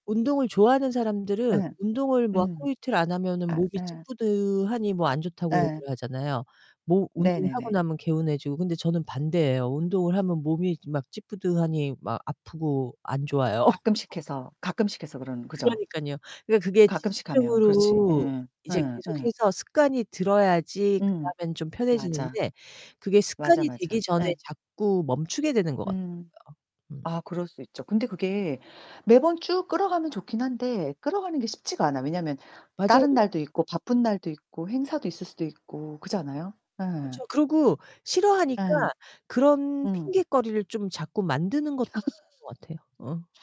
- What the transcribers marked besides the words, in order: distorted speech; tapping; other background noise; laugh; laugh; unintelligible speech
- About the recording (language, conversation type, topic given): Korean, unstructured, 운동 친구가 있으면 어떤 점이 가장 좋나요?